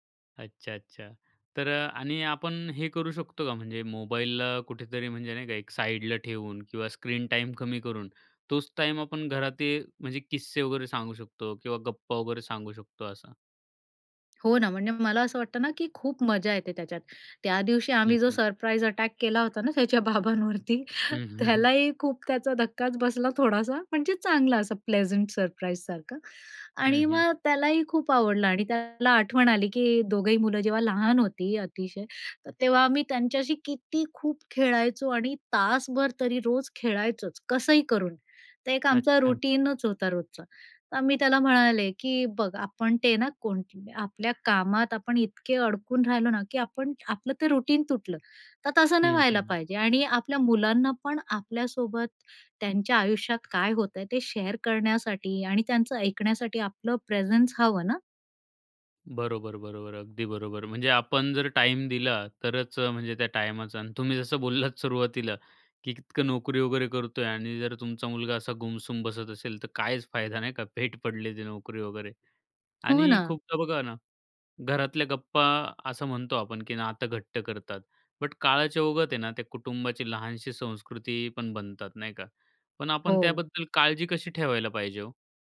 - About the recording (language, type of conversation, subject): Marathi, podcast, तुमच्या घरात किस्से आणि गप्पा साधारणपणे केव्हा रंगतात?
- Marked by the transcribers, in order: in English: "स्क्रीन टाईम"; tapping; in English: "सरप्राईज अटॅक"; laughing while speaking: "त्याच्या बाबांवरती"; chuckle; in English: "प्लेझंट सरप्राईज"; other background noise; in English: "रूटीनच"; in English: "रूटीन"; in English: "शेअर"; in English: "प्रेझन्स"